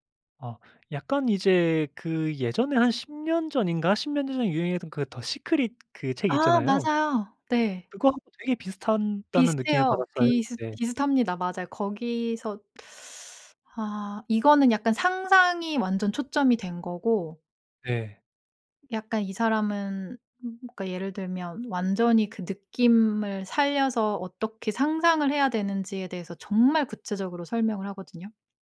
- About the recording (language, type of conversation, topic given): Korean, podcast, 삶을 바꿔 놓은 책이나 영화가 있나요?
- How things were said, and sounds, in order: other background noise; teeth sucking